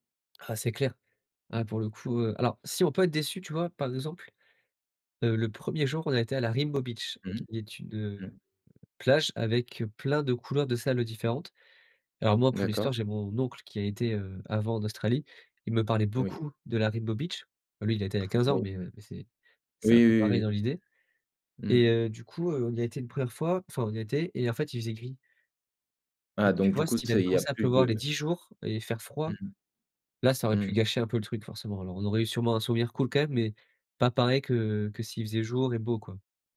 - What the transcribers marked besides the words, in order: tapping; other noise
- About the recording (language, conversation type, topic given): French, podcast, Peux-tu raconter une aventure improvisée qui s’est super bien passée ?